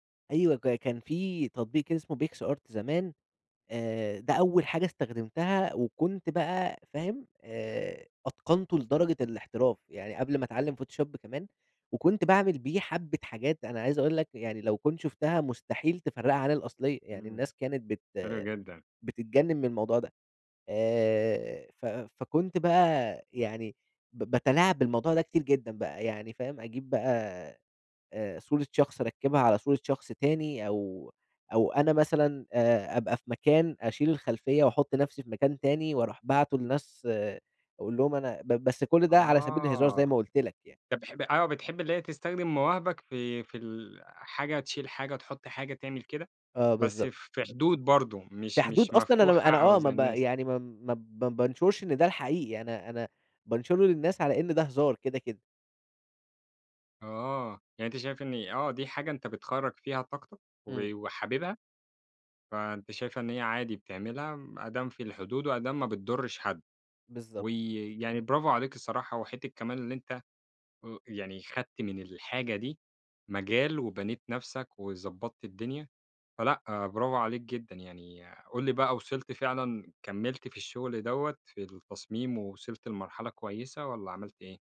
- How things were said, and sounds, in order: in English: "Photoshop"; unintelligible speech
- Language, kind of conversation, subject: Arabic, podcast, إيه رأيك في الفلاتر وتعديل الصور قبل ما تنزلها؟